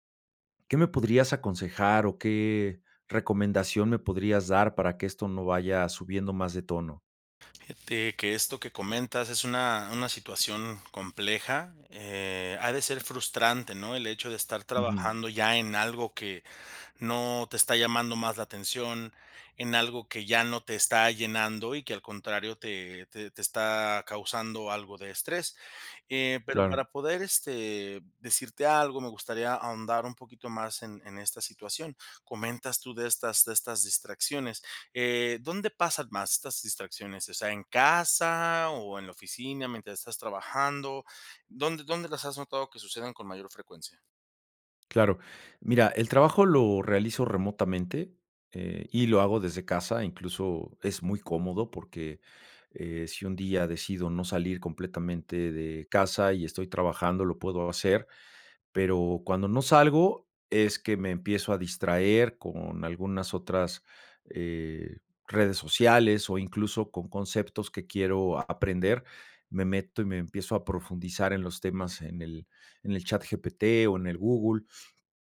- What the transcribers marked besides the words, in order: other background noise
- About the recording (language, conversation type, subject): Spanish, advice, ¿Qué distracciones frecuentes te impiden concentrarte en el trabajo?
- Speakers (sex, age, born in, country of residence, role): male, 35-39, Mexico, Mexico, advisor; male, 55-59, Mexico, Mexico, user